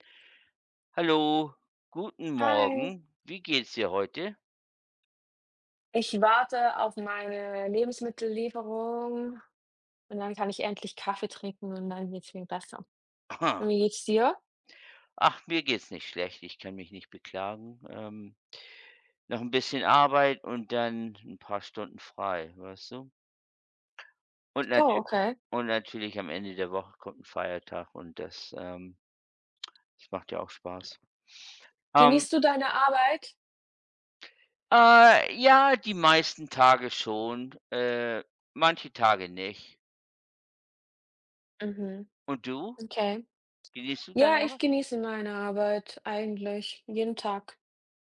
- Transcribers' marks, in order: laughing while speaking: "Aha"
- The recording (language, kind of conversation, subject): German, unstructured, Wie entscheidest du, wofür du dein Geld ausgibst?